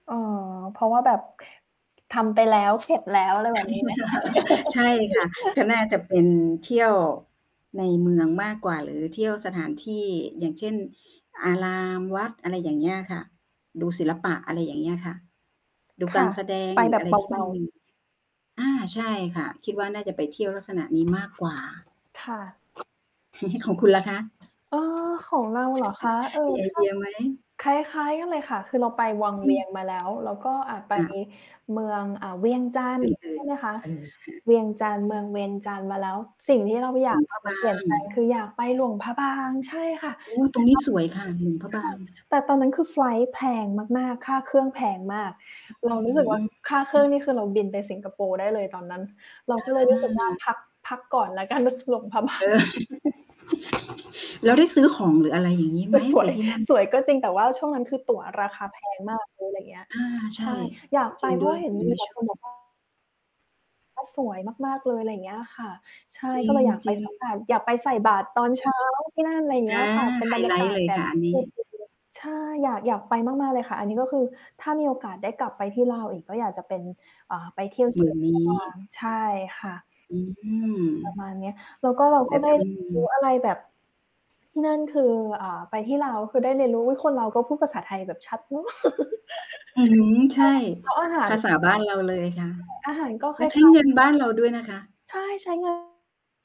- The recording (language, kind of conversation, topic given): Thai, unstructured, ประสบการณ์การเดินทางครั้งไหนที่ทำให้คุณประทับใจมากที่สุด?
- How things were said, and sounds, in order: static; chuckle; mechanical hum; laugh; distorted speech; tapping; other background noise; chuckle; laughing while speaking: "บาง"; chuckle; laughing while speaking: "คือสวย"; unintelligible speech; other noise; laugh